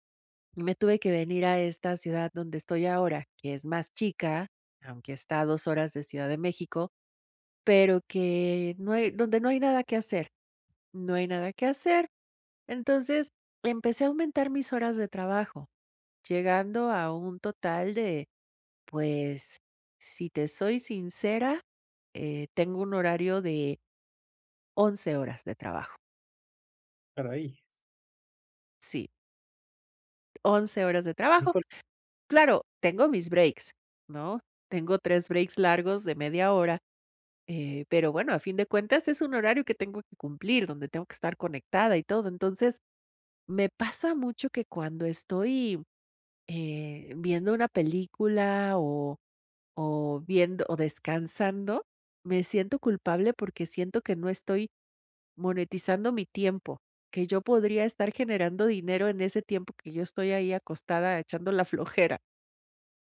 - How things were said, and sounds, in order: unintelligible speech; other background noise; in English: "breaks"; in English: "breaks"
- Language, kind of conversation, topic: Spanish, advice, ¿Por qué me siento culpable al descansar o divertirme en lugar de trabajar?
- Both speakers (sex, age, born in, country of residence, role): female, 50-54, Mexico, Mexico, user; male, 30-34, Mexico, Mexico, advisor